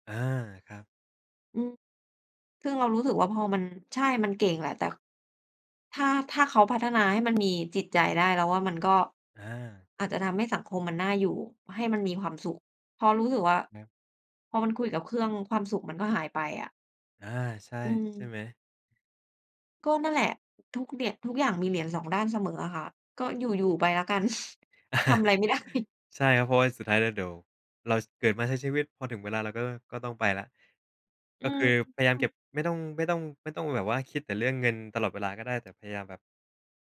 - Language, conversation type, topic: Thai, unstructured, เงินมีความสำคัญกับชีวิตคุณอย่างไรบ้าง?
- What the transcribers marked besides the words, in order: chuckle; laughing while speaking: "ทำอะไรไม่ได้"